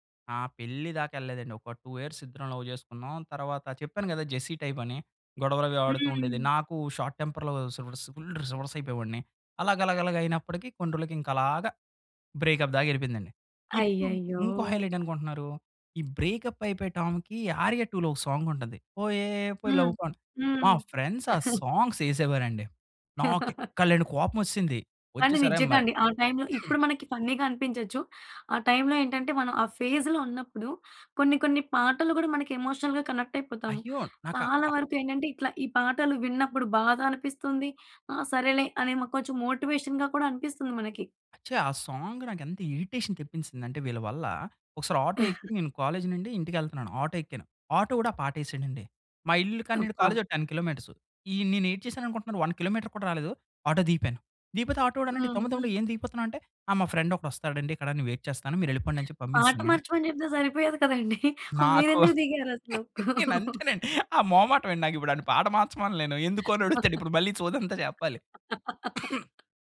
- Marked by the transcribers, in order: in English: "టూ ఇయర్స్"; in English: "లవ్"; in English: "షార్ట్ టెంపర్‌లో"; in English: "ఫుల్ రివర్స్"; in English: "బ్రేకప్"; in English: "హైలైట్"; in English: "బ్రేకప్"; in English: "సాంగ్"; in English: "లవ్ గాన్'"; chuckle; in English: "ఫ్రెండ్స్"; in English: "సాంగ్స్"; laugh; other noise; in English: "ఫన్నీగా"; in English: "ఫేజ్‌లో"; in English: "ఎమోషనల్‌గా కనెక్ట్"; in English: "మోటివేషన్‍గా"; in English: "సాంగ్"; in English: "ఇరిటేషన్"; in English: "కాలేజ్"; chuckle; in English: "కాలేజ్"; in English: "టెన్ కిలోమీటర్స్"; tapping; in English: "వన్ కిలోమీటర్"; in English: "ఫ్రెండ్"; in English: "వెయిట్"; laughing while speaking: "నేనంతేనండి ఆ మొమాటమండి. నాకిప్పుడు వాడ్ని … మళ్ళీ సోదంతా చెప్పాలి"; chuckle; laugh; cough
- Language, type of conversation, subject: Telugu, podcast, మొదటి ప్రేమ జ్ఞాపకాన్ని మళ్లీ గుర్తు చేసే పాట ఏది?